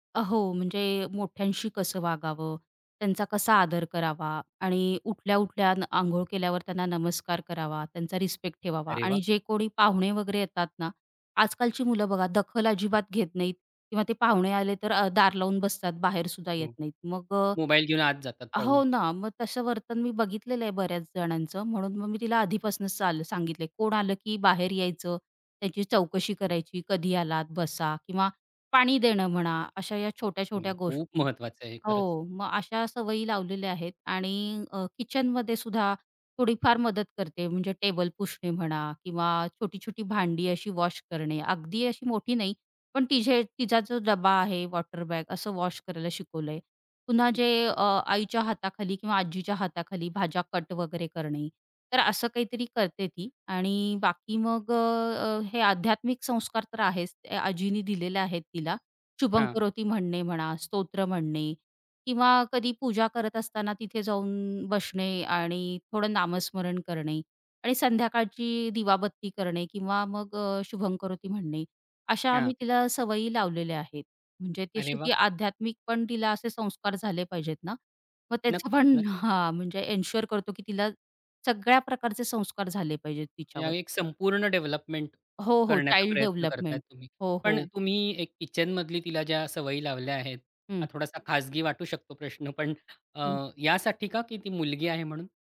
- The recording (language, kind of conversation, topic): Marathi, podcast, वयाच्या वेगवेगळ्या टप्प्यांमध्ये पालकत्व कसे बदलते?
- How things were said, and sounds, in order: tapping; laughing while speaking: "मग त्याचं पण"; in English: "एन्शुअर"